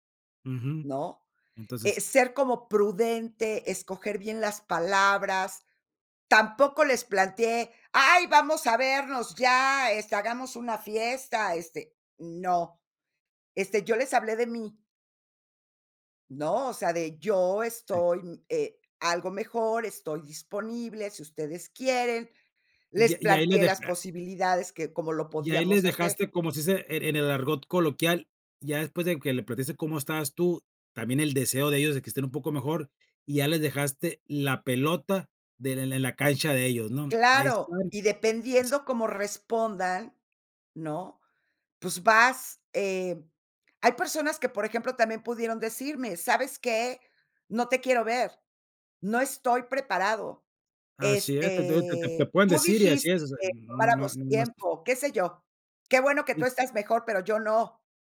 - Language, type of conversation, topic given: Spanish, podcast, ¿Qué acciones sencillas recomiendas para reconectar con otras personas?
- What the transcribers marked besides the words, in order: disgusted: "Qué bueno que tú estás mejor, pero yo no"; other background noise